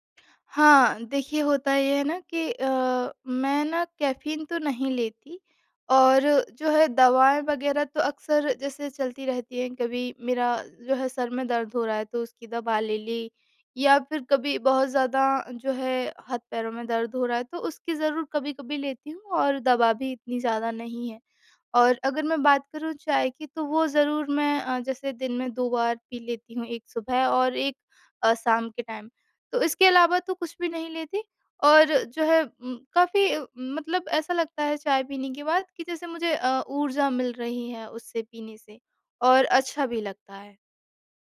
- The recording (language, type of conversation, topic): Hindi, advice, रात को चिंता के कारण नींद न आना और बेचैनी
- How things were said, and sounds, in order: tongue click; in English: "टाइम"